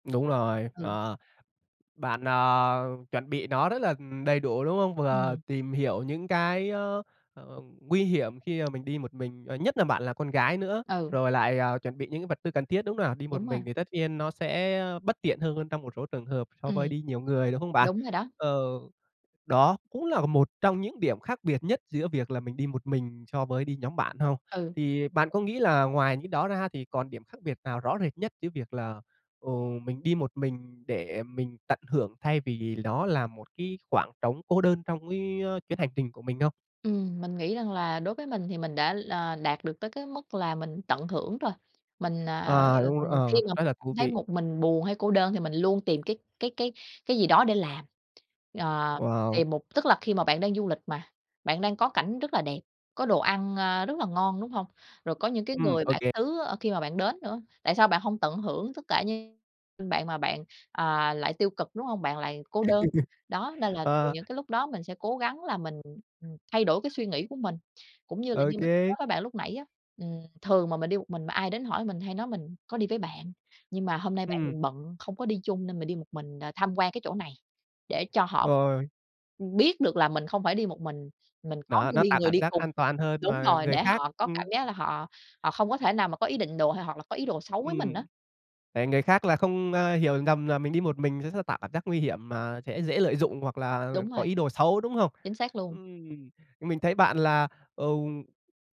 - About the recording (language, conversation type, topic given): Vietnamese, podcast, Khi đi một mình, bạn làm gì để đối mặt và vượt qua cảm giác cô đơn?
- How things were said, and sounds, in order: tapping; other background noise; laugh; unintelligible speech